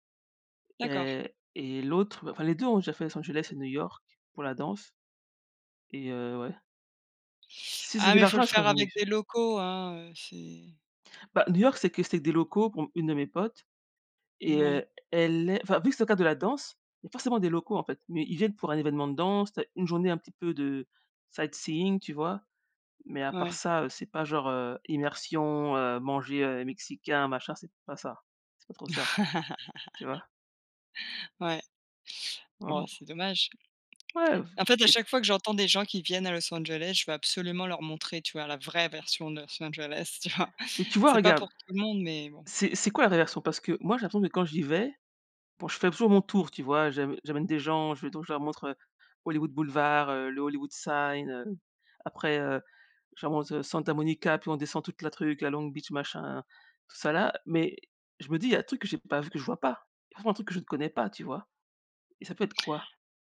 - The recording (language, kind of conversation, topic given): French, unstructured, Comment as-tu rencontré ta meilleure amie ou ton meilleur ami ?
- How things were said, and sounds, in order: tapping; in English: "sightseeing"; chuckle; other background noise; stressed: "vraie"; laughing while speaking: "tu vois ?"